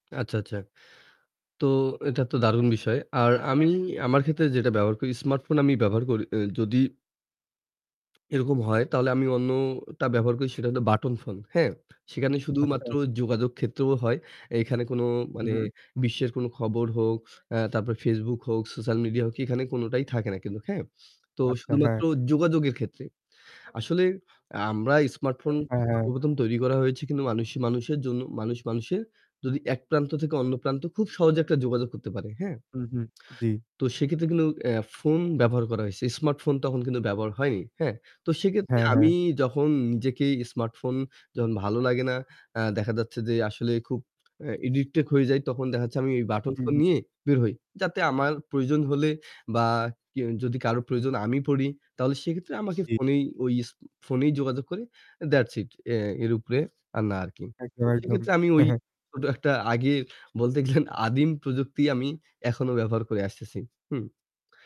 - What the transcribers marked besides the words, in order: static; other background noise; lip smack; swallow; tapping; distorted speech; in English: "অ্যাডিক্টেড"; in English: "that's it"; chuckle; laughing while speaking: "ওই ছোট একটা আগে বলতে গেলেন আদিম প্রযুক্তি"
- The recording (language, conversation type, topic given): Bengali, unstructured, স্মার্টফোন ছাড়া জীবন কেমন কাটবে বলে আপনি মনে করেন?